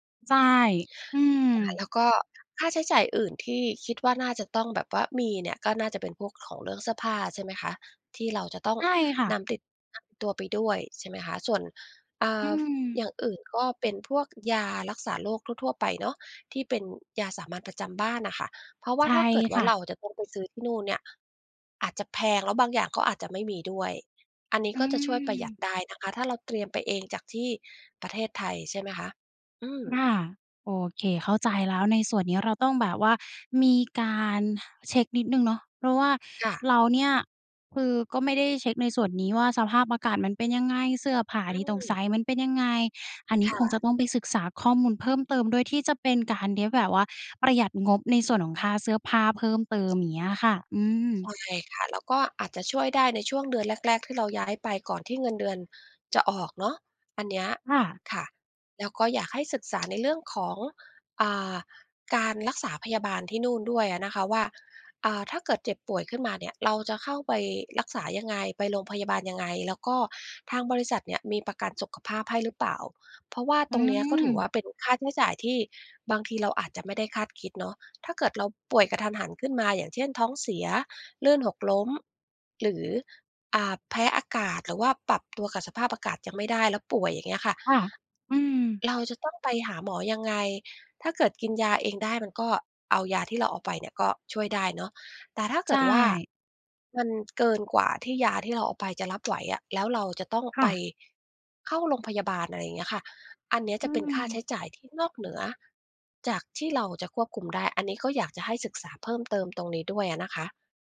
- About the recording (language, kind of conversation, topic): Thai, advice, คุณเครียดเรื่องค่าใช้จ่ายในการย้ายบ้านและตั้งหลักอย่างไรบ้าง?
- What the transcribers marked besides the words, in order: unintelligible speech; tapping; other background noise